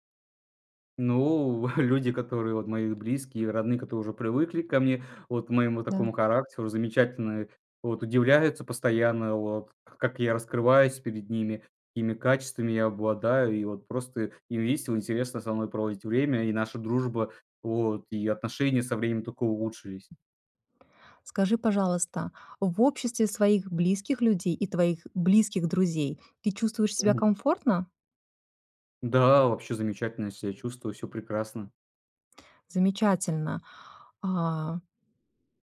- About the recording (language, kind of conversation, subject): Russian, advice, Чего вы боитесь, когда становитесь уязвимыми в близких отношениях?
- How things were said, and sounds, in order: chuckle; tapping; other background noise